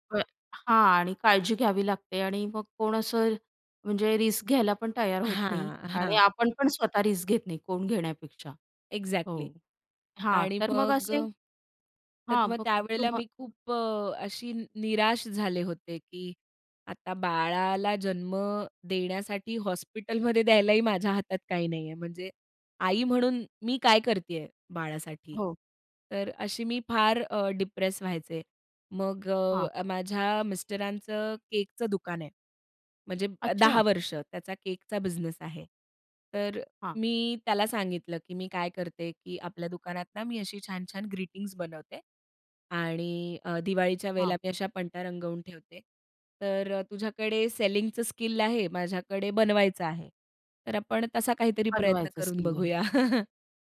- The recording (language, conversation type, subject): Marathi, podcast, तुम्ही छंद जोपासताना वेळ कसा विसरून जाता?
- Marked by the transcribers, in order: in English: "रिस्क"; in English: "रिस्क"; in English: "एक्झॅक्टली"; tapping; laughing while speaking: "हॉस्पिटलमध्ये द्यायलाही"; in English: "डिप्रेस"; in English: "सेलिंगचं"; other background noise; laughing while speaking: "बघूया"; chuckle